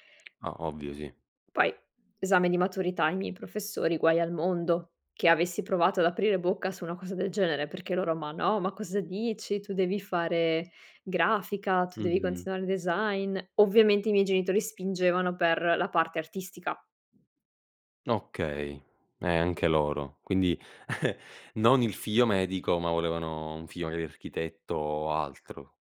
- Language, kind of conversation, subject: Italian, podcast, Come racconti una storia che sia personale ma universale?
- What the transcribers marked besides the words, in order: other background noise; chuckle